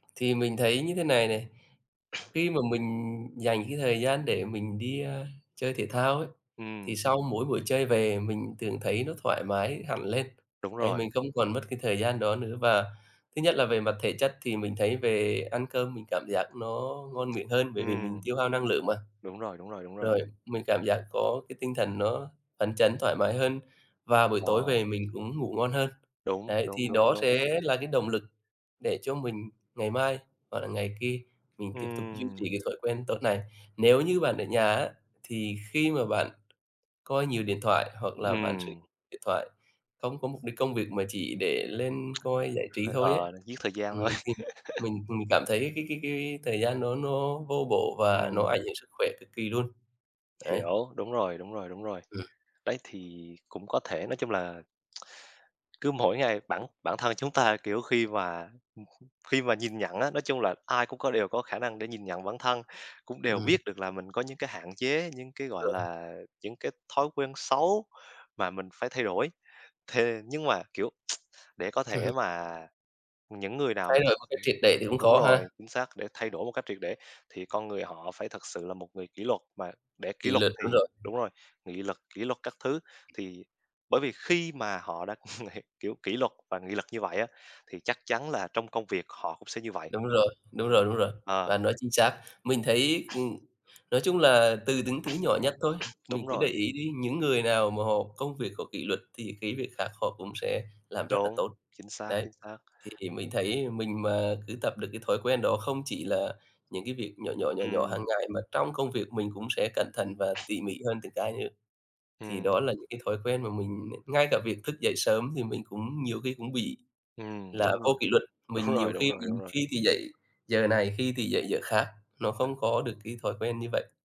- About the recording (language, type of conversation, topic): Vietnamese, unstructured, Bạn sẽ làm gì nếu mỗi tháng bạn có thể thay đổi một thói quen xấu?
- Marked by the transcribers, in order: other background noise; tapping; tsk; laugh; tsk; chuckle; tsk; chuckle; "những" said as "tững"; laughing while speaking: "đúng"